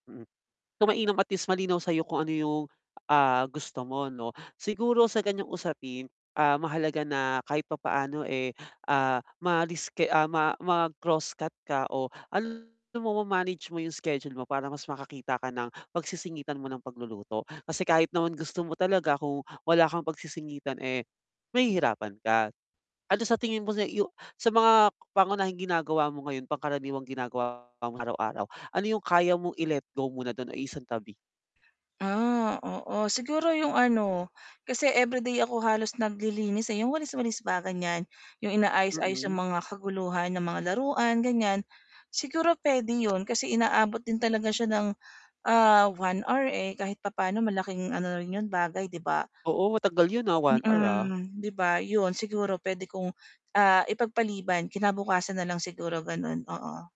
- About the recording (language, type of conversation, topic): Filipino, advice, Paano ko malalampasan ang kawalan ng gana sa paglilibang sa bahay?
- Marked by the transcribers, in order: static; distorted speech